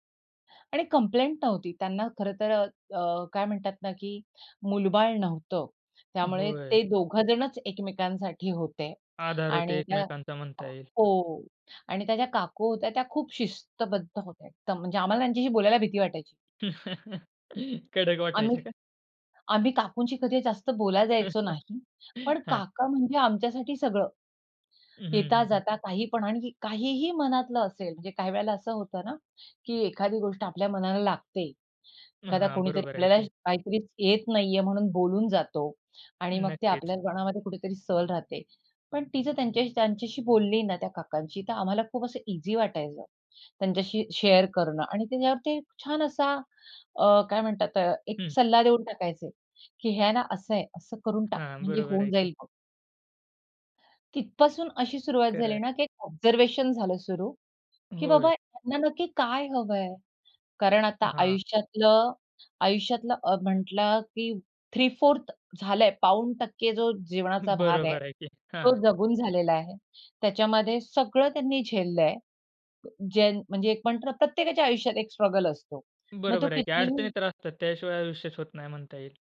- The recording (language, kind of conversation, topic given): Marathi, podcast, वयोवृद्ध लोकांचा एकटेपणा कमी करण्याचे प्रभावी मार्ग कोणते आहेत?
- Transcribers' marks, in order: in English: "कंप्लेंट"; other background noise; tapping; drawn out: "शिस्तबद्ध"; laugh; laugh; horn; other street noise; in English: "ईझी"; in English: "शेअर"; in English: "ऑब्झर्वेशन"; laughing while speaking: "बरोबर आहे की"; in English: "स्ट्रगल"